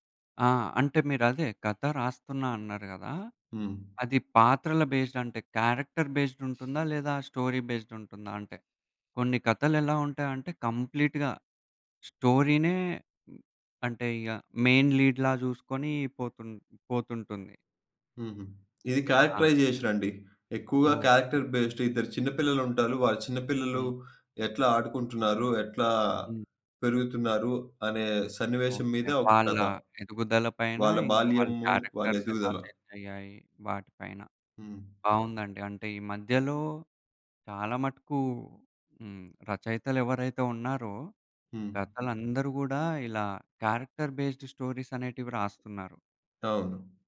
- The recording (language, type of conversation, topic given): Telugu, podcast, కథను మొదలుపెట్టేటప్పుడు మీరు ముందుగా ఏ విషయాన్ని ఆలోచిస్తారు?
- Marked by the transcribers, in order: in English: "బేస్డ్"; in English: "క్యారెక్టర్ బేస్డ్"; other background noise; in English: "స్టోరీ బేస్డ్"; in English: "కంప్లీట్‌గా స్టోరీ‌నే"; in English: "మెయిన్ లీడ్‌లా"; in English: "క్యారెక్టరైజేషన్"; in English: "క్యారెక్టర్ బేస్డ్"; in English: "క్యారెక్టర్స్"; in English: "చేంజ్"; in English: "క్యారెక్టర్ బేస్డ్ స్టోరీస్"